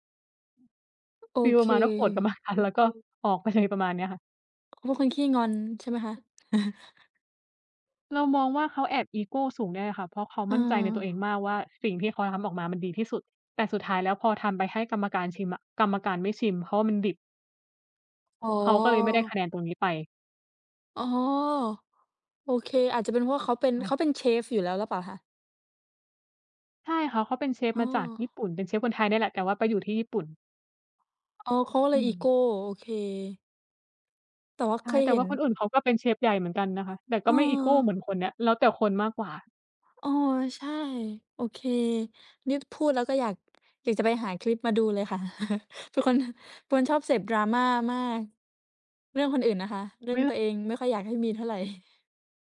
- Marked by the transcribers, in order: other background noise; laughing while speaking: "มานาน แล้วก็ออกไปเลย"; chuckle; chuckle; chuckle
- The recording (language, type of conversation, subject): Thai, unstructured, การใส่ดราม่าในรายการโทรทัศน์ทำให้คุณรู้สึกอย่างไร?